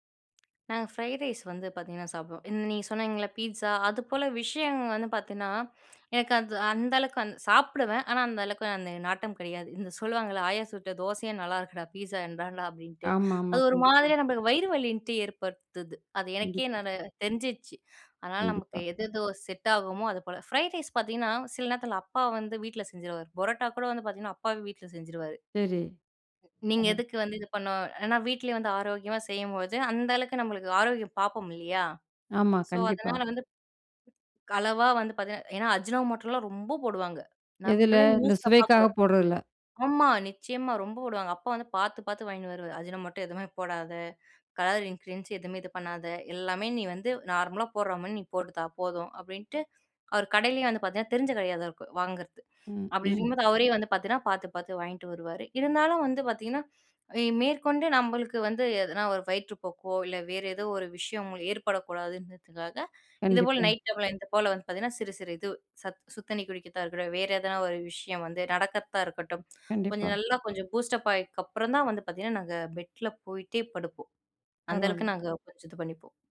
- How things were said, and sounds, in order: in English: "கலர் இன்கிரீடியன்ட்ஸ்"; in English: "நைட் டைம்ல"
- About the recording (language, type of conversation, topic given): Tamil, podcast, சுவை மற்றும் ஆரோக்கியம் இடையே சமநிலை எப்படிப் பேணுகிறீர்கள்?